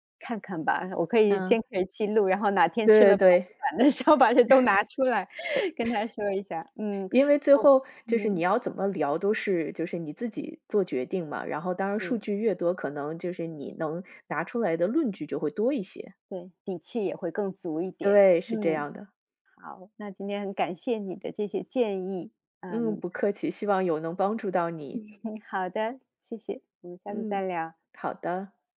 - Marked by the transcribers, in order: unintelligible speech; chuckle; laughing while speaking: "的时候把这都拿出来"; other background noise; laughing while speaking: "嗯"
- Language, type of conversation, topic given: Chinese, advice, 我该如何在与同事或上司相处时设立界限，避免总是接手额外任务？